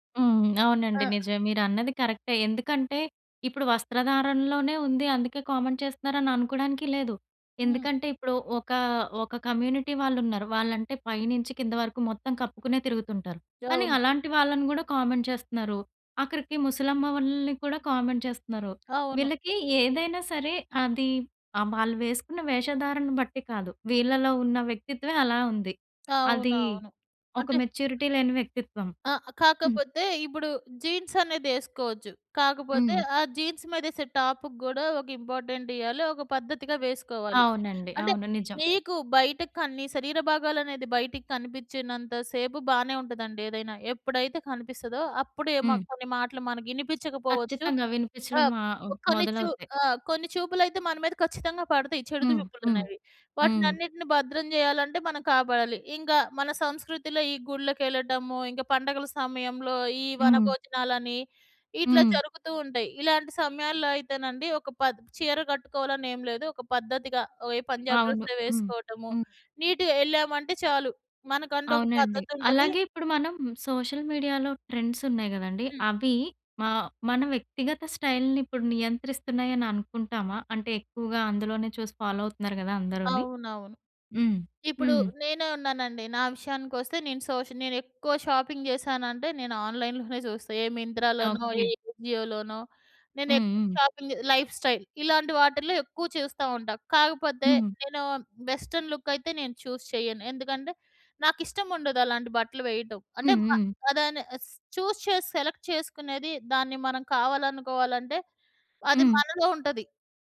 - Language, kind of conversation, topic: Telugu, podcast, సంస్కృతి మీ స్టైల్‌పై ఎలా ప్రభావం చూపింది?
- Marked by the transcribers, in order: in English: "కామెంట్"; in English: "కమ్యూనిటీ"; in English: "కామెంట్"; other background noise; in English: "కామెంట్"; in English: "మెచ్యూరిటీ"; in English: "జీన్స్"; in English: "జీన్స్"; in English: "టాప్‌కి"; in English: "ఇంపార్టెంట్"; "చూపులనేవి" said as "దూపులనేవి"; in English: "నీట్‌గా"; in English: "సోషల్ మీడియాలో"; in English: "స్టైల్‌ని"; in English: "ఫాలో"; in English: "షాపింగ్"; in English: "ఆన్‌లైన్‌లోనే"; giggle; in English: "షాపింగ్"; in English: "లైఫ్ స్టైల్"; in English: "వెస్టన్ లుక్"; in English: "చూస్"; in English: "చూస్"; in English: "సెలెక్ట్"